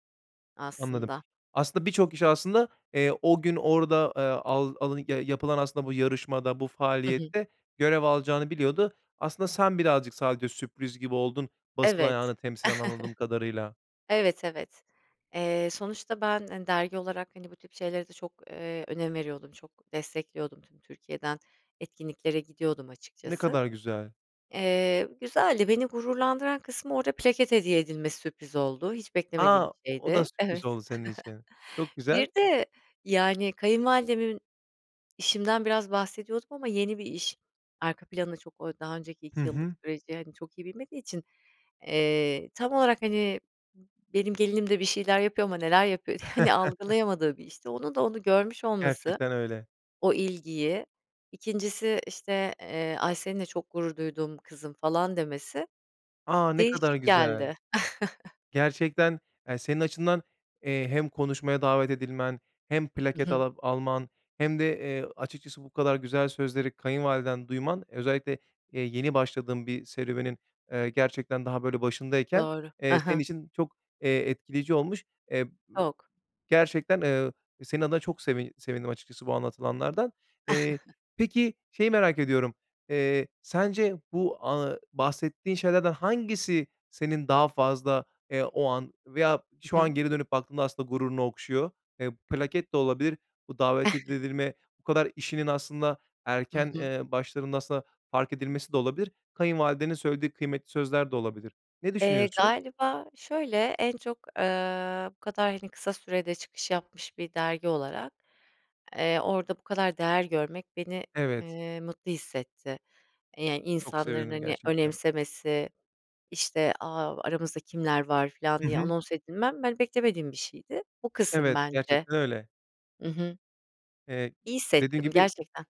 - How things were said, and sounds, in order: chuckle; chuckle; chuckle; laughing while speaking: "hani"; other background noise; chuckle; chuckle; tapping; chuckle
- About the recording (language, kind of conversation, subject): Turkish, podcast, Ne zaman kendinle en çok gurur duydun?